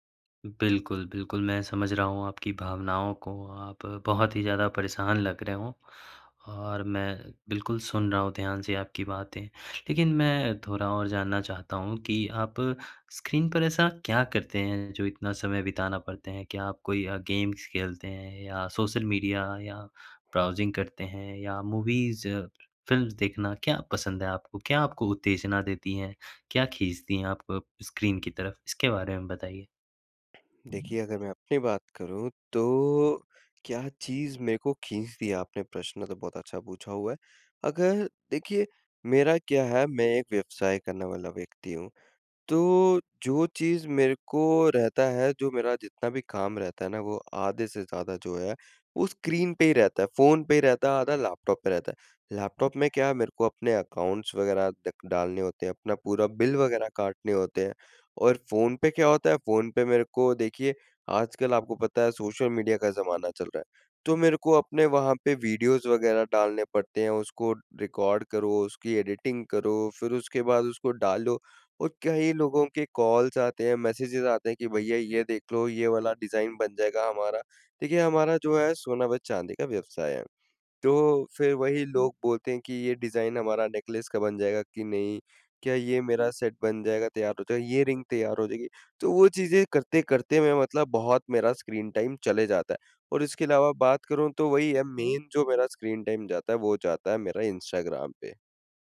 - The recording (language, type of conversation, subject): Hindi, advice, स्क्रीन देर तक देखने के बाद नींद न आने की समस्या
- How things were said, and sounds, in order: in English: "गेम्स"; in English: "ब्राउजिंग"; in English: "मूवीज़ फ़िल्मस"; tapping; other background noise; in English: "अकाउंट्स"; in English: "वीडियोज़"; in English: "एडिटिंग"; in English: "कॉल्स"; in English: "मैसेजेस"; in English: "नेकलेस"; in English: "सेट"; in English: "रिंग"; in English: "स्क्रीन टाइम"; in English: "मेन"; in English: "स्क्रीन टाइम"